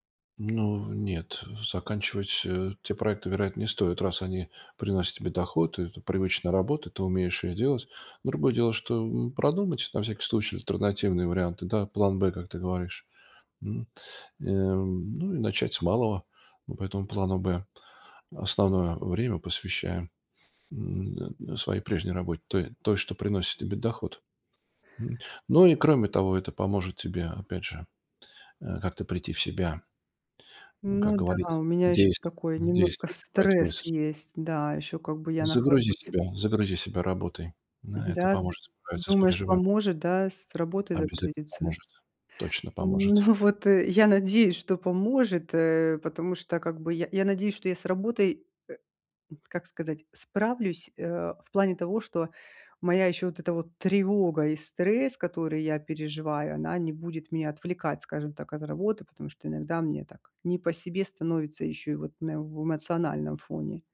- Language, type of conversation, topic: Russian, advice, Как мне справиться с ощущением, что я теряю контроль над будущим из‑за финансовой нестабильности?
- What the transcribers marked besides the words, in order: tapping